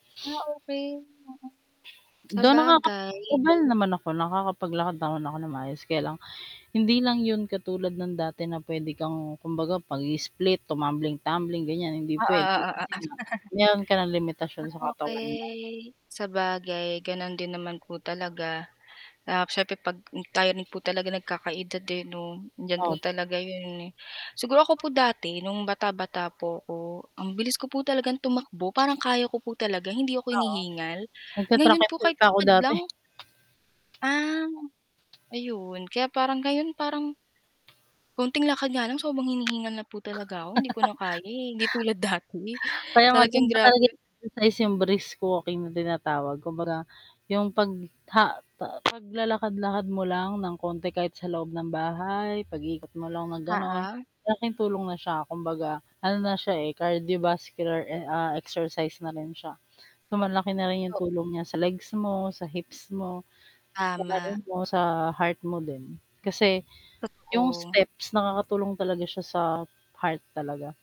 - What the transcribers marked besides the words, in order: distorted speech; static; chuckle; tapping; chuckle; unintelligible speech
- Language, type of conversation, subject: Filipino, unstructured, Ano ang mga pagbabagong napapansin mo kapag regular kang nag-eehersisyo?